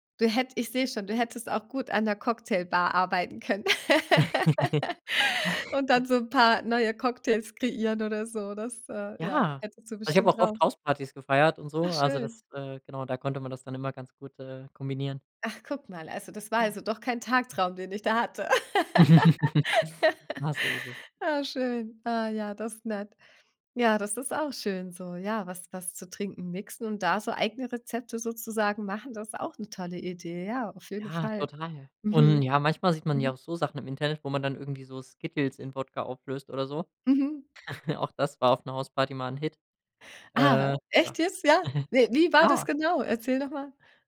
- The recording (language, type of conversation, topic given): German, podcast, Wie entwickelst du eigene Rezepte?
- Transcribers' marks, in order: chuckle; laugh; other noise; chuckle; laugh; tapping; chuckle; chuckle